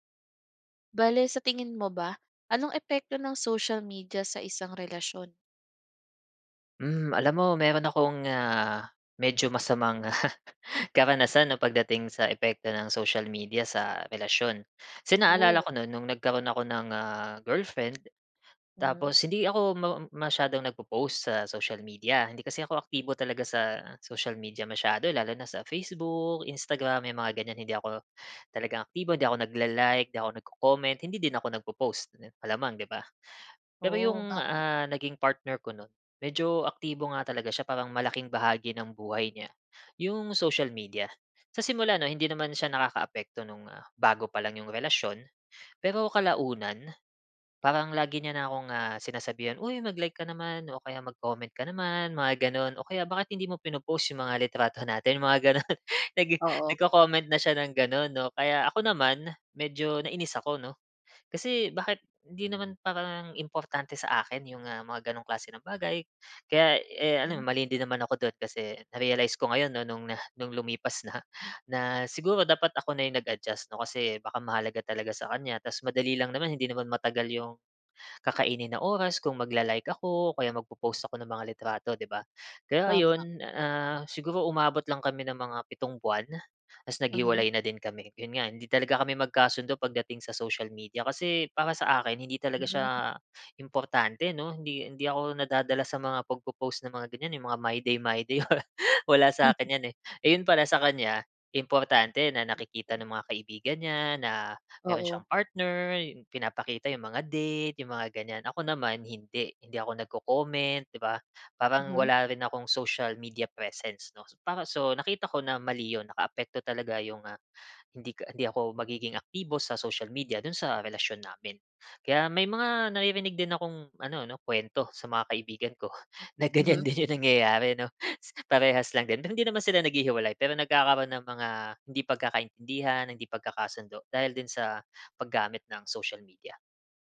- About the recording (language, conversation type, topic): Filipino, podcast, Anong epekto ng midyang panlipunan sa isang relasyon, sa tingin mo?
- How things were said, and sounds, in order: chuckle; tapping; laughing while speaking: "gano'n, nag"; laugh; laughing while speaking: "na ganyan din yung nangyayari, 'no?"